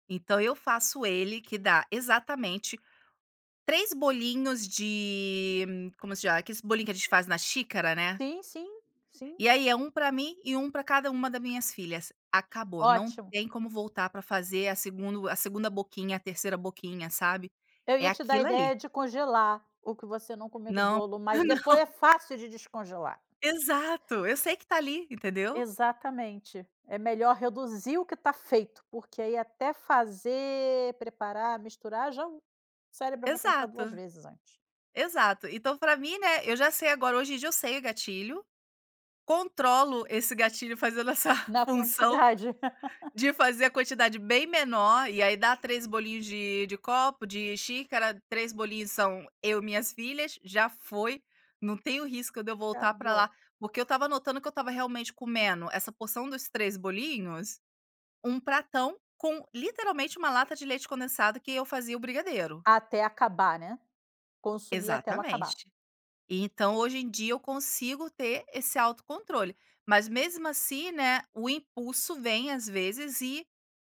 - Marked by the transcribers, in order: other background noise; tapping; laughing while speaking: "não"; laughing while speaking: "essa função"; chuckle
- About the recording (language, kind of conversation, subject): Portuguese, advice, Em que situações você acaba comendo por impulso, fora do que tinha planejado para suas refeições?